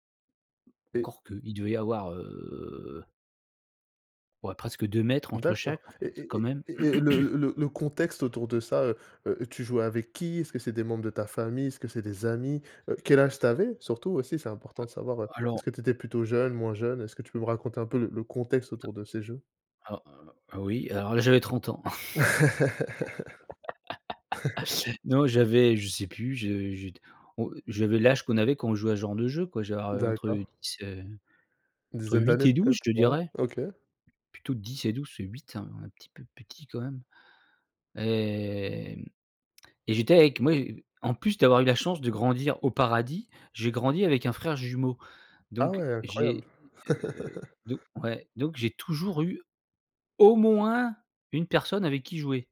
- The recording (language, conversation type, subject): French, podcast, Quel était ton endroit secret pour jouer quand tu étais petit ?
- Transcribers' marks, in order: other background noise; drawn out: "heu"; throat clearing; laugh; drawn out: "et"; laugh; stressed: "au moins"